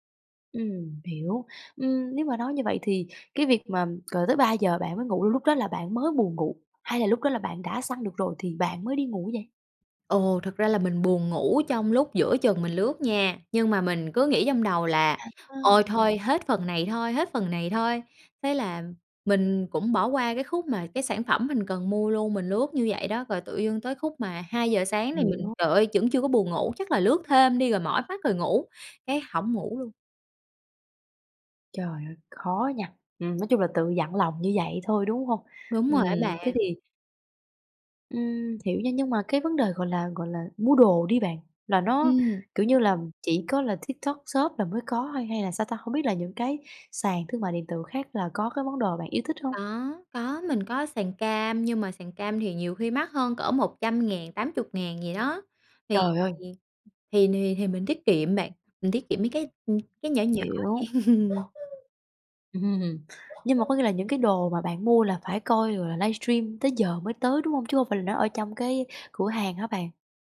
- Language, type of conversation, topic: Vietnamese, advice, Dùng quá nhiều màn hình trước khi ngủ khiến khó ngủ
- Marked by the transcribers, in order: tapping; other background noise; laughing while speaking: "vậy"; laugh; other animal sound; laughing while speaking: "Ừm"